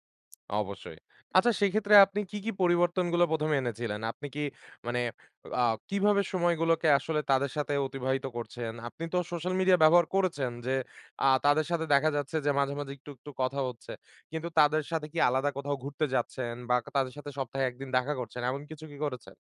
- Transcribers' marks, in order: none
- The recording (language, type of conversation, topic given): Bengali, podcast, কাজ ও ব্যক্তিগত জীবনের মধ্যে ভারসাম্য আপনি কীভাবে বজায় রাখেন?